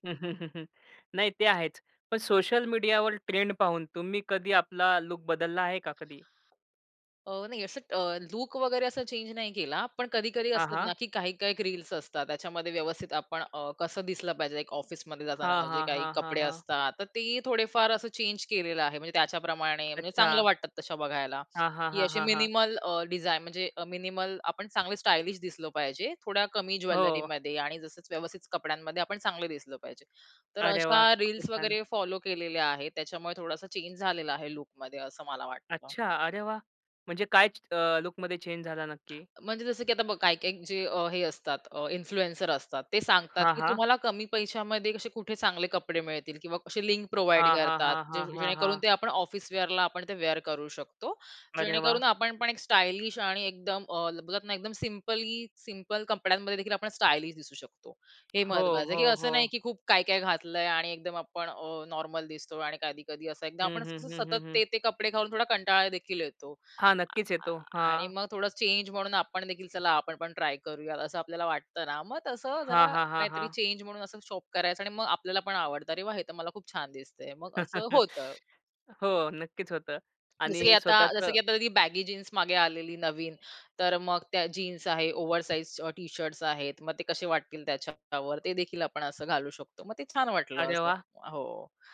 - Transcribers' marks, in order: chuckle; tapping; in English: "ट्रेंड"; other background noise; other noise; in English: "मिनिमल डिझाइन"; in English: "मिनिमल"; anticipating: "अच्छा!"; in English: "इन्फ्लुएन्सर"; in English: "प्रोव्हाईड"; in English: "वेअर"; in English: "वेअर"; in English: "शॉप"; chuckle; in English: "ओव्हर साइज"
- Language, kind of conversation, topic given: Marathi, podcast, सामाजिक माध्यमांचा तुमच्या पेहरावाच्या शैलीवर कसा परिणाम होतो?